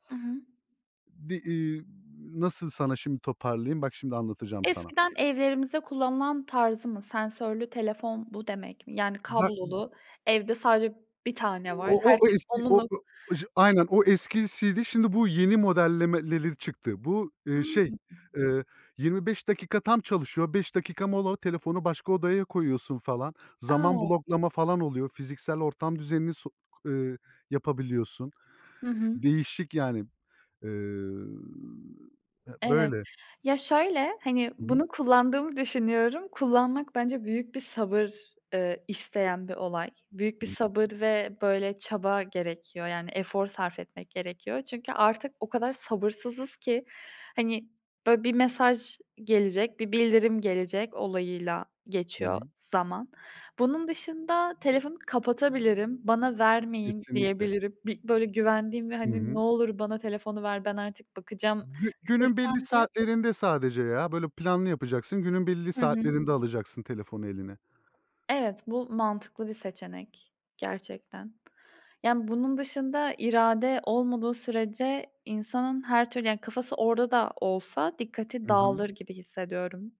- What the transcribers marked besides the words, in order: alarm; tapping; other background noise; unintelligible speech; "modellemeleri" said as "modellemeleli"; unintelligible speech; unintelligible speech
- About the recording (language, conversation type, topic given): Turkish, unstructured, Telefon bildirimleri işini böldüğünde ne hissediyorsun?
- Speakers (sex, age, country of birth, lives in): female, 20-24, Turkey, Poland; male, 30-34, Turkey, Germany